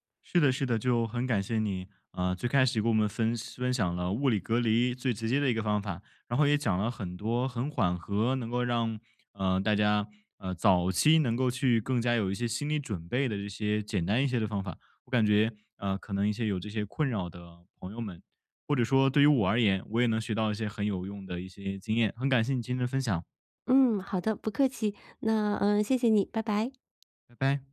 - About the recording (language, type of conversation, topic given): Chinese, podcast, 你平时怎么避免睡前被手机打扰？
- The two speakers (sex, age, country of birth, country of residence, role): female, 40-44, China, Spain, guest; male, 20-24, China, Finland, host
- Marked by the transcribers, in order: none